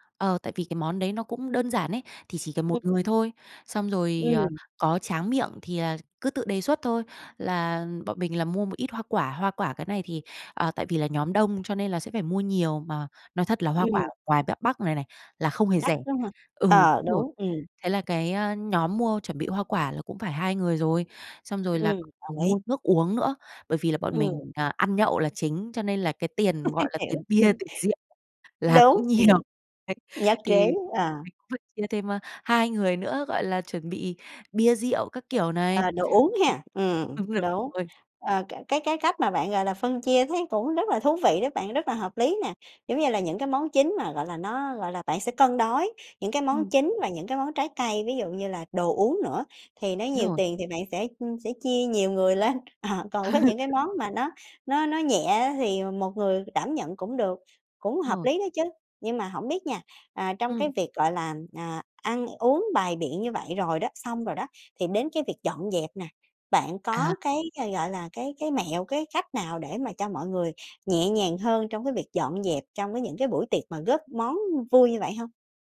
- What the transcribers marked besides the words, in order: chuckle; laughing while speaking: "tiền bia, tiền rượu là cũng nhiều. Đấy"; unintelligible speech; laugh; laughing while speaking: "Ờ"
- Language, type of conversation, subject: Vietnamese, podcast, Làm sao để tổ chức một buổi tiệc góp món thật vui mà vẫn ít căng thẳng?